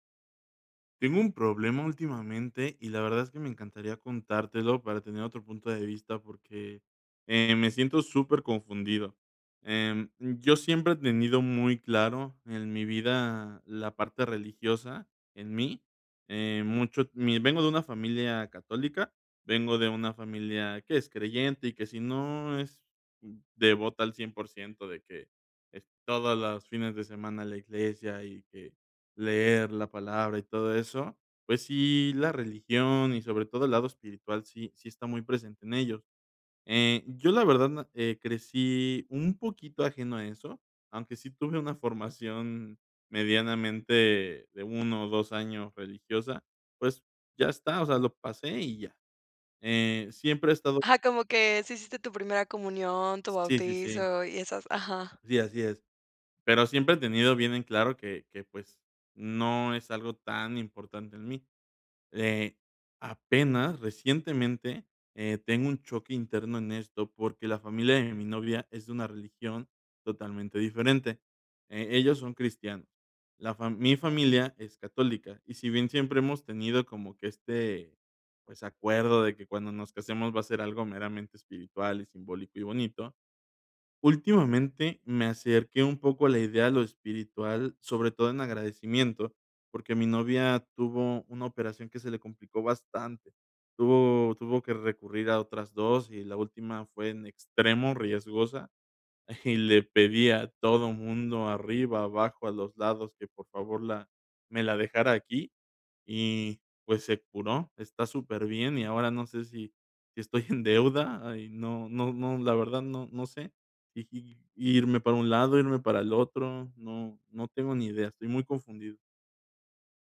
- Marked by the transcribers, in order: tapping; chuckle
- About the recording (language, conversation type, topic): Spanish, advice, ¿Qué dudas tienes sobre tu fe o tus creencias y qué sentido les encuentras en tu vida?